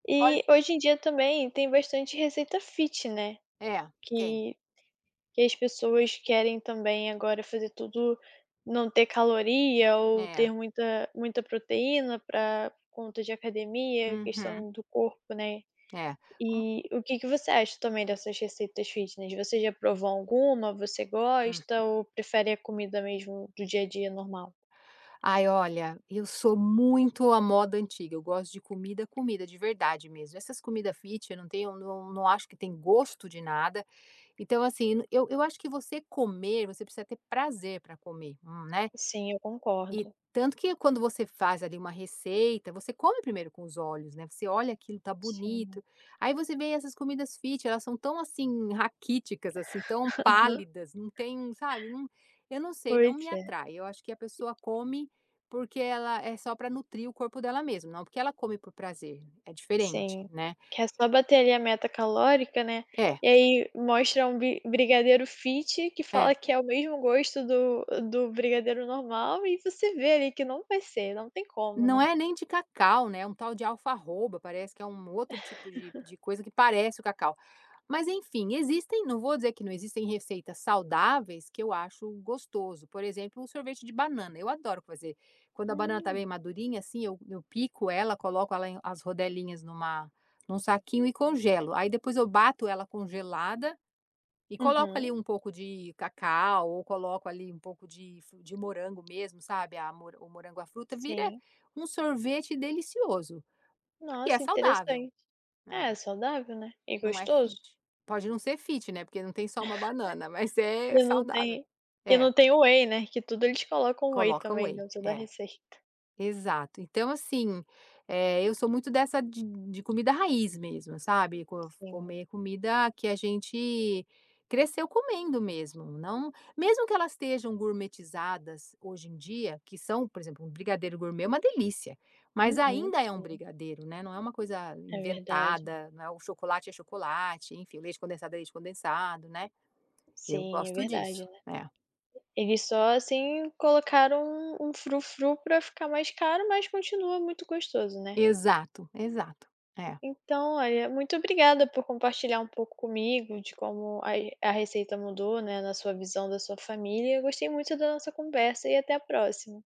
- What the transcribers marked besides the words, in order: in English: "fit"; in English: "fitness"; other noise; in English: "fit"; tapping; in English: "fit"; laughing while speaking: "Aham"; other background noise; in English: "fit"; laugh; in English: "fit"; in English: "fit"; laugh; in English: "whey"; laughing while speaking: "Mas é saudável"; in English: "whey"; in English: "whey"
- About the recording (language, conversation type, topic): Portuguese, podcast, Como a receita mudou ao longo dos anos?
- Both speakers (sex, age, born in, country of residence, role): female, 20-24, Brazil, Hungary, host; female, 50-54, United States, United States, guest